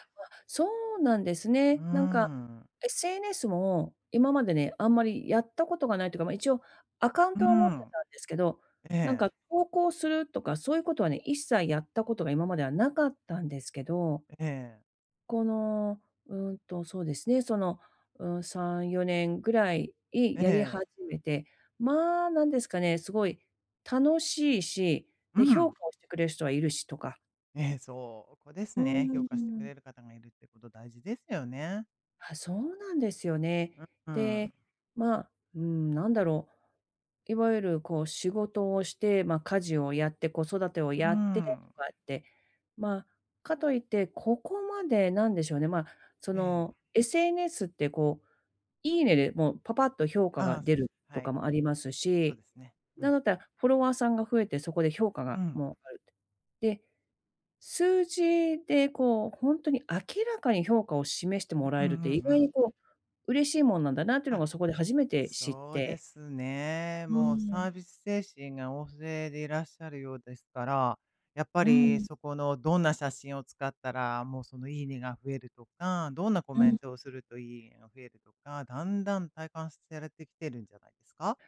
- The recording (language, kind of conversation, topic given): Japanese, advice, 仕事以外で自分の価値をどうやって見つけられますか？
- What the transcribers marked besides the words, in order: none